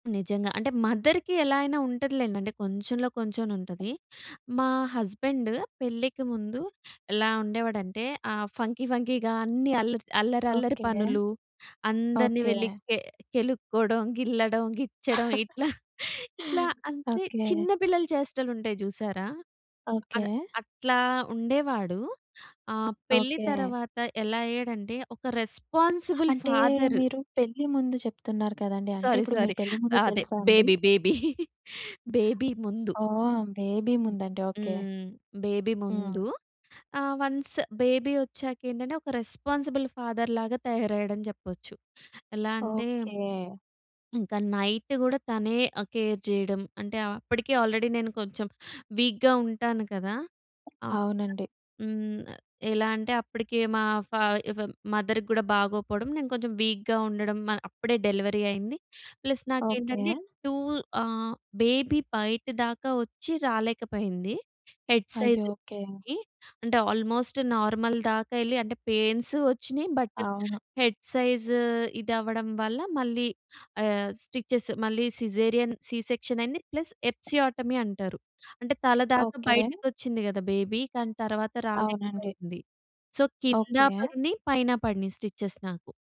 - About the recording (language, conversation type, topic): Telugu, podcast, తల్లితండ్రితనం వల్ల మీలో ఏ మార్పులు వచ్చాయో చెప్పగలరా?
- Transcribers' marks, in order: in English: "మదర్‌కి"; other background noise; in English: "హస్బెండ్"; in English: "ఫంకీ ఫంకీగా"; giggle; chuckle; in English: "రెస్పాన్సిబుల్ ఫాదర్"; in English: "సారీ, సారీ"; in English: "బేబీ బేబీ. బేబీ"; chuckle; in English: "బేబీ"; in English: "బేబీ"; in English: "వన్స్ బేబీ"; in English: "రెస్పాన్సిబుల్ ఫాదర్"; in English: "నైట్"; in English: "కేర్"; in English: "ఆల్రెడీ"; in English: "వీక్‌గా"; other noise; in English: "మదర్‌కి"; in English: "వీక్‌గా"; in English: "డెలివరీ"; in English: "ప్లస్"; in English: "టూ"; in English: "బేబీ"; in English: "హెడ్ సైజ్‌కి"; in English: "ఆల్మోస్ట్ నార్మల్"; in English: "పెయిన్స్"; in English: "బట్ హెడ్ సైజ్"; in English: "స్టిచెస్"; in English: "సిజేరియన్ సి సెక్షన్"; in English: "ప్లస్ ఎపిసియోటమీ"; in English: "బేబీ"; in English: "సో"; in English: "స్టిచెస్"